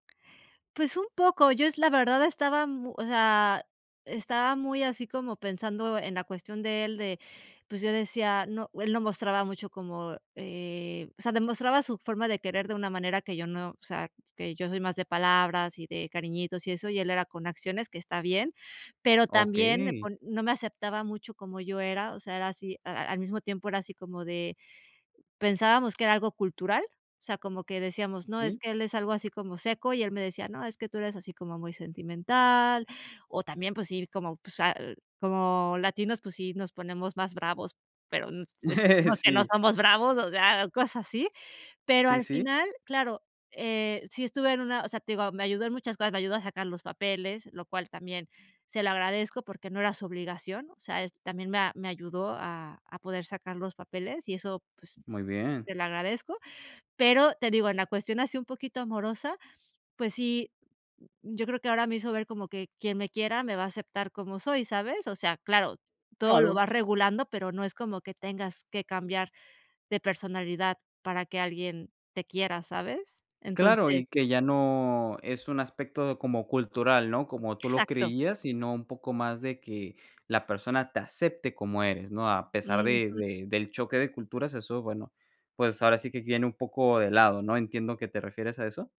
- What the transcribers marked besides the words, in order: tapping; laugh; laughing while speaking: "sentimos que no somos bravos"
- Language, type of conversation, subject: Spanish, podcast, ¿Has conocido a alguien por casualidad que haya cambiado tu vida?